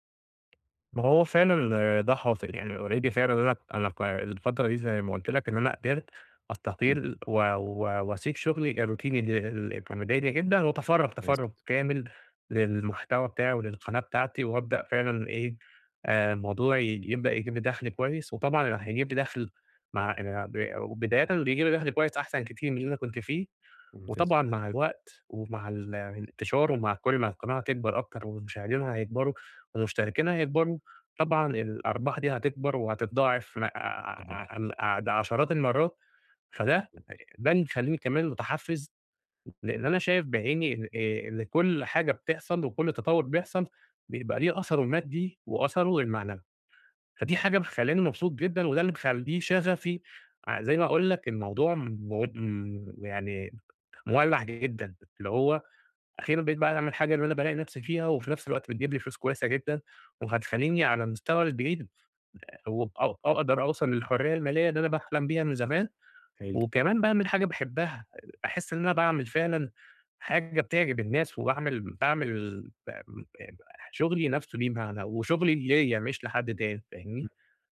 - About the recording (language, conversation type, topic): Arabic, advice, إزاي أوازن بين شغفي وهواياتي وبين متطلبات حياتي اليومية؟
- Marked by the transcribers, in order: tapping; in English: "already"; in English: "الروتيني"